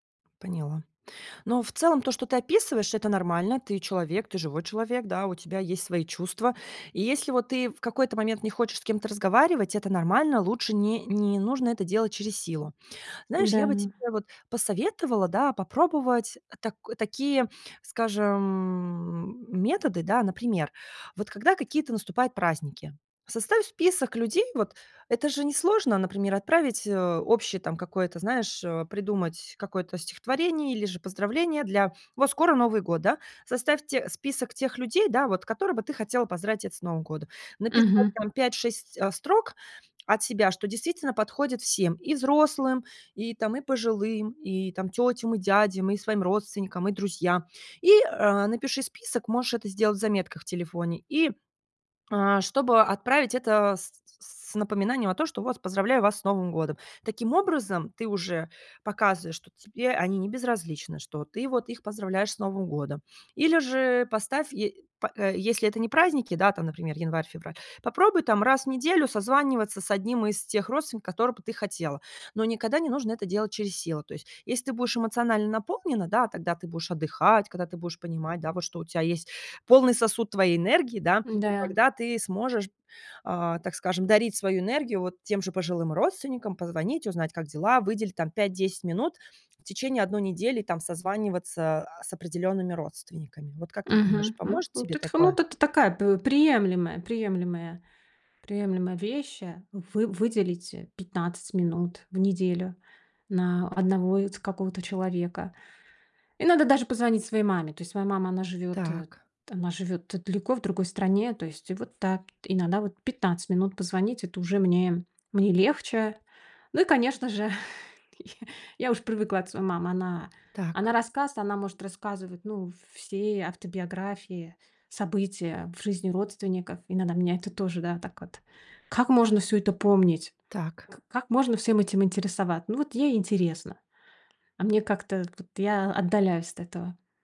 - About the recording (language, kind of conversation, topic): Russian, advice, Как вы переживаете ожидание, что должны сохранять эмоциональную устойчивость ради других?
- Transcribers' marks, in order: tapping; chuckle